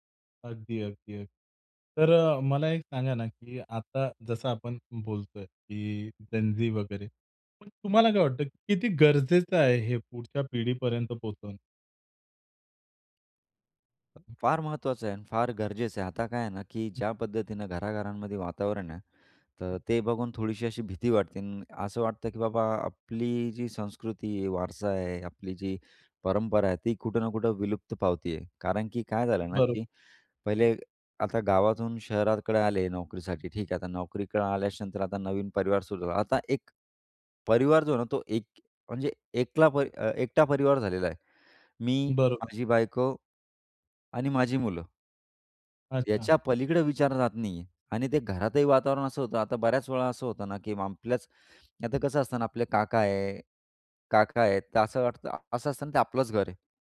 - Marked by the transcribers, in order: other background noise; other noise; tapping
- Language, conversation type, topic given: Marathi, podcast, कुटुंबाचा वारसा तुम्हाला का महत्त्वाचा वाटतो?